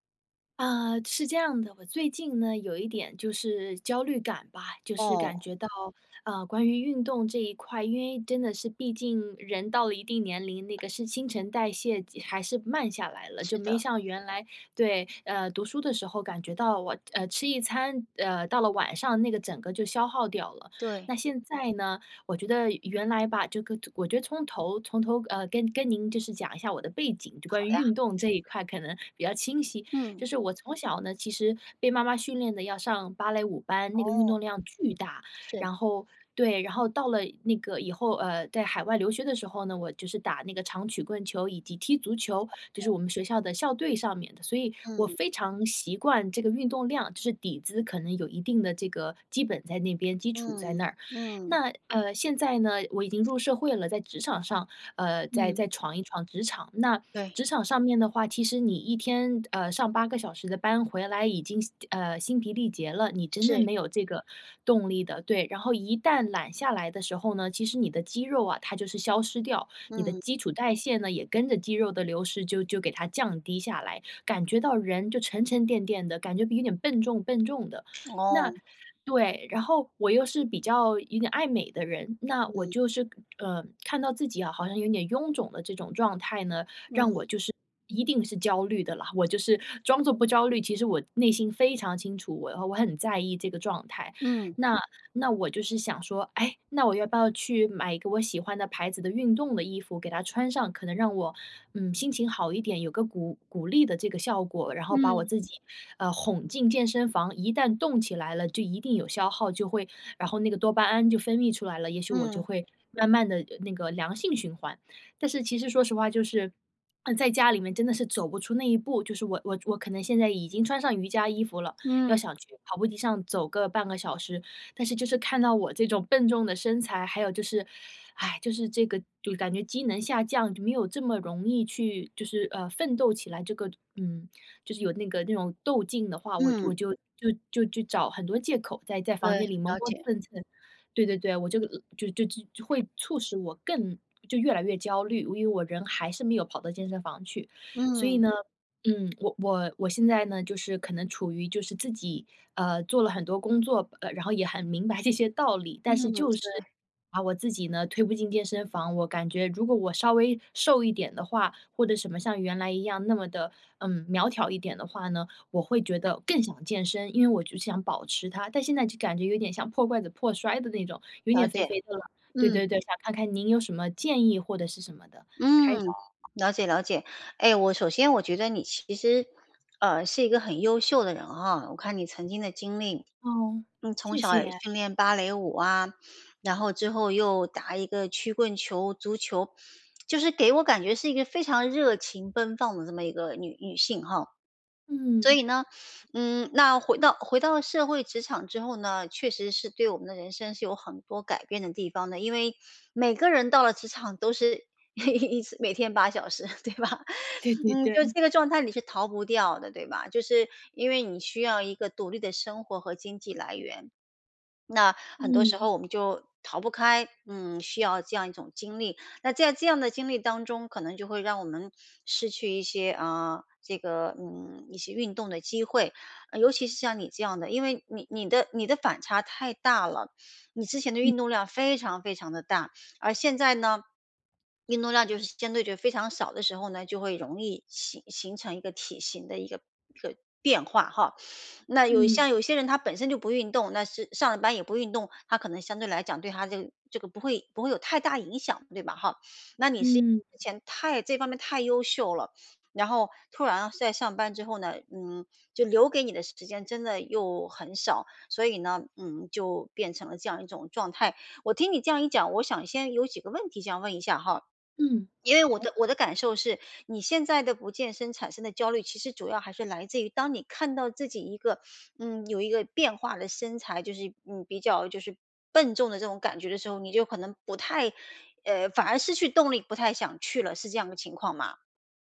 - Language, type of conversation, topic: Chinese, advice, 我该如何克服开始锻炼时的焦虑？
- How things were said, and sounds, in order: other background noise; sigh; laughing while speaking: "这些"; laughing while speaking: "一次每天八小时，对吧？"; chuckle